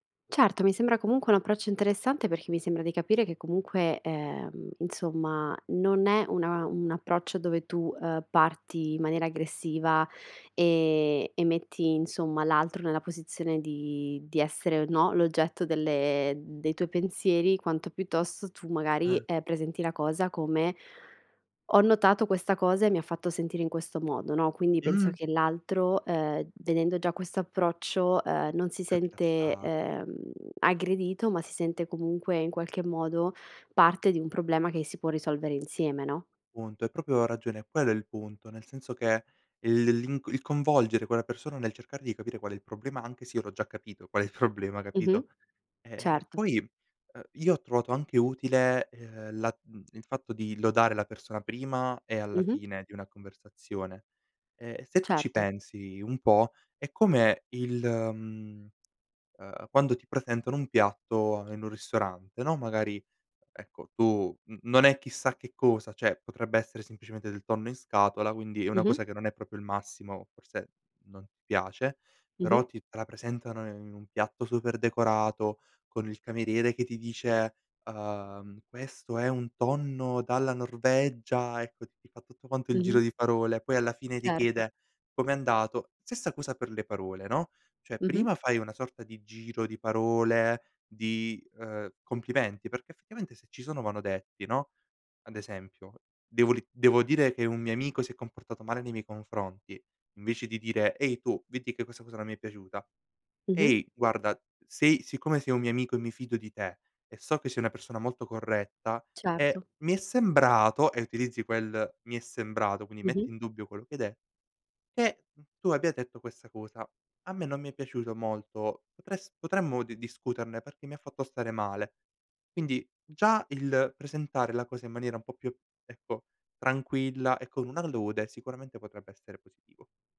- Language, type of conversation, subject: Italian, podcast, Come bilanci onestà e tatto nelle parole?
- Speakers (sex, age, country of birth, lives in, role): female, 25-29, Italy, Italy, host; male, 18-19, Italy, Italy, guest
- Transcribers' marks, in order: laughing while speaking: "qual è il problema"; "cioè" said as "ceh"; "proprio" said as "propio"; "cioè" said as "ceh"